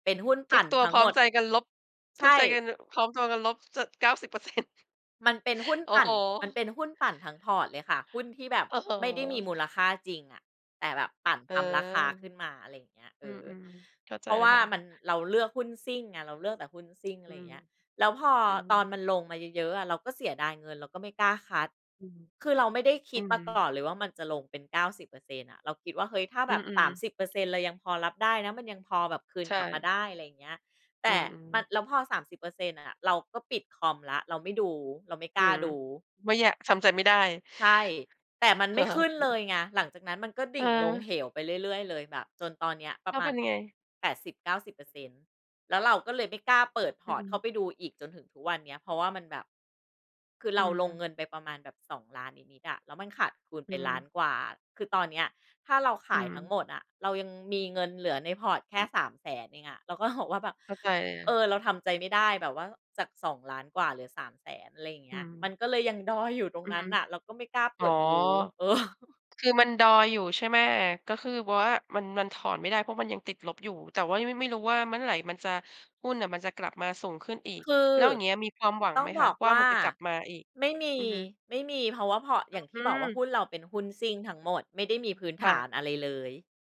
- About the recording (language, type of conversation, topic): Thai, podcast, คุณช่วยเล่าเรื่องความล้มเหลวครั้งที่สอนคุณมากที่สุดให้ฟังได้ไหม?
- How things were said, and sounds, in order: in English: "พอร์ต"; laughing while speaking: "โอเค"; in English: "พอร์ต"; in English: "พอร์ต"; laughing while speaking: "เออ"; in English: "พอร์ต"